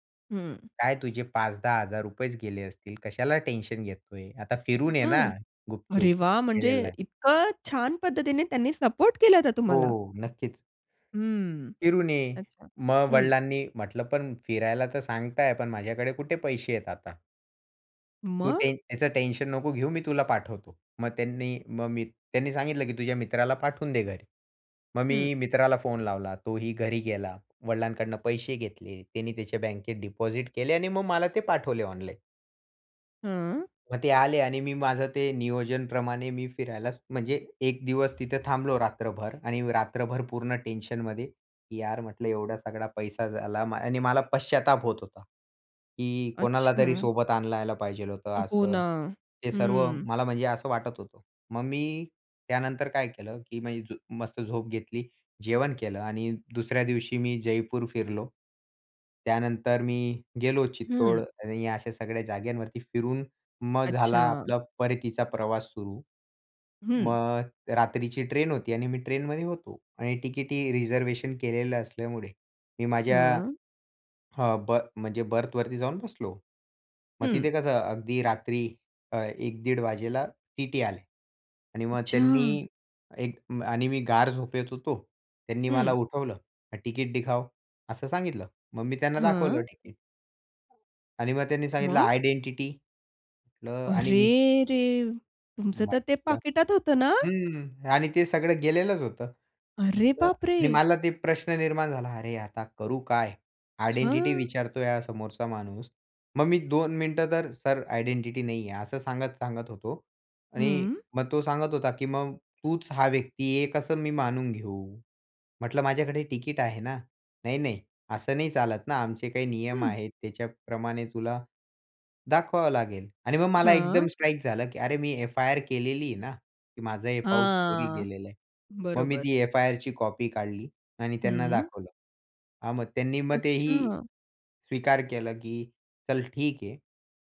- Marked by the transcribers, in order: other noise; tapping; in English: "रिझर्व्हेशन"; in Hindi: "तिकिट दिखाओ"; in English: "आयडेंटिटी"; anticipating: "अरेरे! तुमचं तर ते पाकिटात होतं ना?"; in English: "आयडेंटिटी"; in English: "आयडेंटिटी"; in English: "स्ट्राईक"
- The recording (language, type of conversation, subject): Marathi, podcast, प्रवासात तुमचं सामान कधी हरवलं आहे का, आणि मग तुम्ही काय केलं?